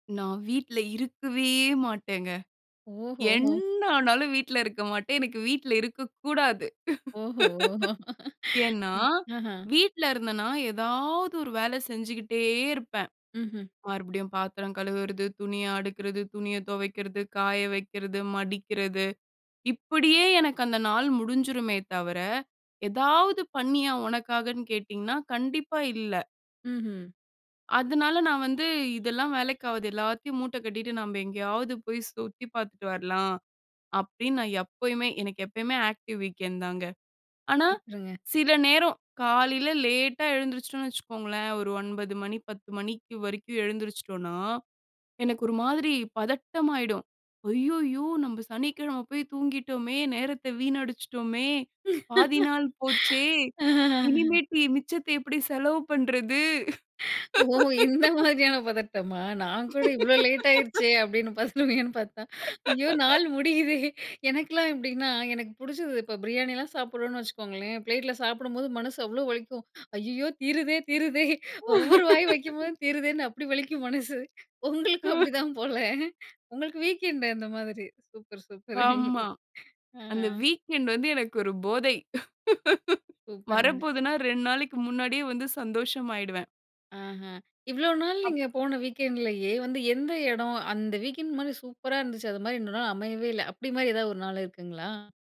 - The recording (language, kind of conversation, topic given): Tamil, podcast, வாரம் முடிவில் நீங்கள் செய்யும் ஓய்வு வழக்கம் என்ன?
- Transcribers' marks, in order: other background noise; laugh; laughing while speaking: "ஓஹோ!"; laugh; in English: "ஆக்டிவ் வீக்கெண்ட்"; laugh; other street noise; laughing while speaking: "ஓ! இந்த மாதிரியான பதட்டமா? நான் … ஐயோ நாள் முடியுதே!"; chuckle; laugh; laugh; laughing while speaking: "ஐயையோ! தீருதே தீருதே! ஒவ்வொரு வாய் … அப்டி தான் போல?"; laugh; laugh; tapping; in English: "வீக்கெண்ட்"; laugh; in English: "வீக்கெண்ட்லயே"; in English: "வீக்கெண்ட்"